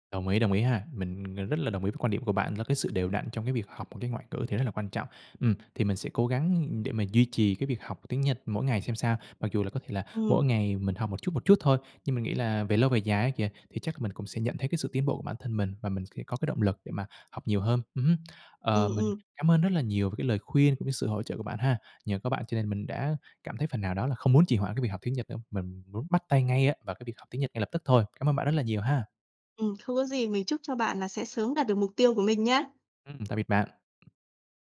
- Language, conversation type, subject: Vietnamese, advice, Làm sao để bắt đầu theo đuổi mục tiêu cá nhân khi tôi thường xuyên trì hoãn?
- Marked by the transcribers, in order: tapping